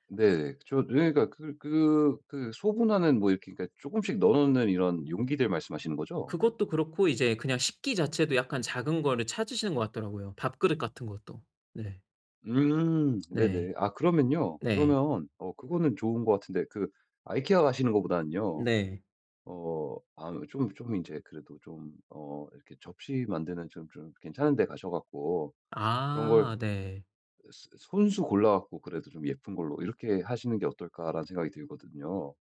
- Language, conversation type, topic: Korean, advice, 누군가에게 줄 선물을 고를 때 무엇을 먼저 고려해야 하나요?
- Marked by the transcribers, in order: put-on voice: "아이케아"